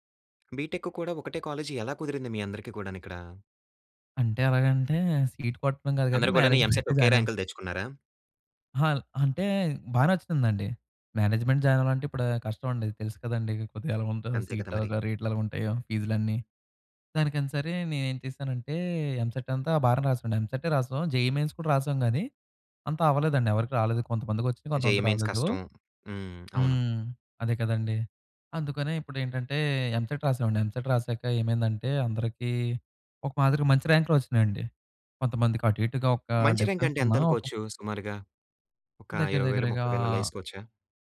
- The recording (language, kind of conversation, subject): Telugu, podcast, ఒక కొత్త సభ్యుడిని జట్టులో ఎలా కలుపుకుంటారు?
- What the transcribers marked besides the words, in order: in English: "బీటెక్"; in English: "కాలేజ్"; in English: "సీట్"; in English: "మేనేజ్మెంట్‌లో జాయిన్"; laughing while speaking: "మేనేజ్మెంట్‌లో జాయిన్"; in English: "ఎంసెట్"; in English: "మేనేజ్మెంట్ జాయిన్"; in English: "ఎంసెట్"; in English: "జేఈఈ మెయిన్స్"; in English: "జేఈఈ మెయిన్స్"; in English: "ఎంసెట్"; in English: "ఎంసెట్"; in English: "డిఫరెన్స్"; in English: "ర్యాంక్"; drawn out: "దగ్గరగా"